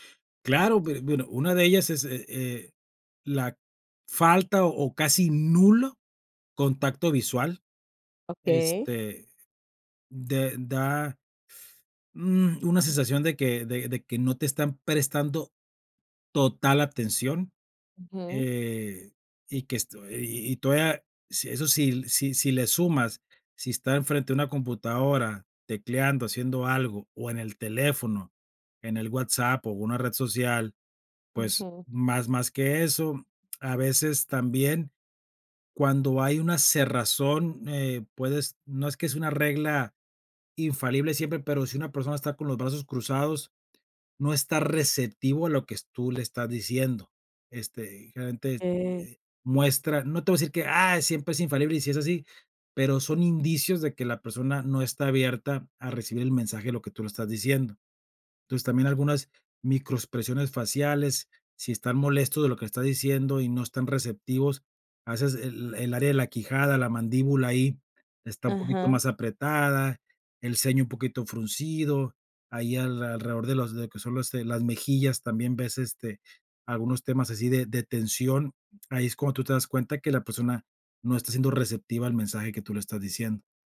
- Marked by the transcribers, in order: tapping
- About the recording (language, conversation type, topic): Spanish, podcast, ¿Cuáles son los errores más comunes al escuchar a otras personas?